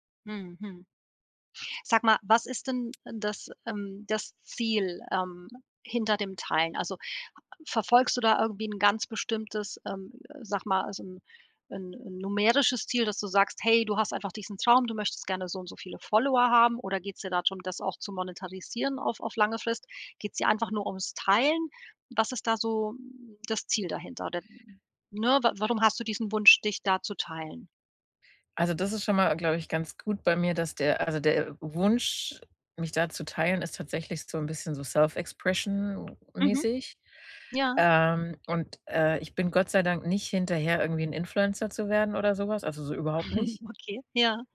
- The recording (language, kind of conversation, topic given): German, advice, Wann fühlst du dich unsicher, deine Hobbys oder Interessen offen zu zeigen?
- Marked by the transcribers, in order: other background noise; in English: "Self-Expression"; chuckle